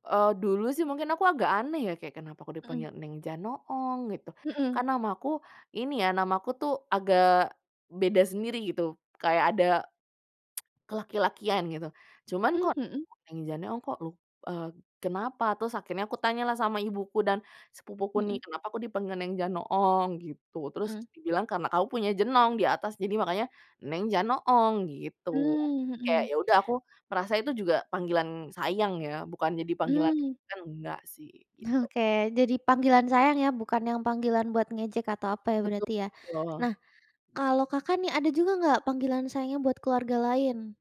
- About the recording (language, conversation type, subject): Indonesian, podcast, Apa kebiasaan sapaan khas di keluargamu atau di kampungmu, dan bagaimana biasanya dipakai?
- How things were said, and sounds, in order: tsk; unintelligible speech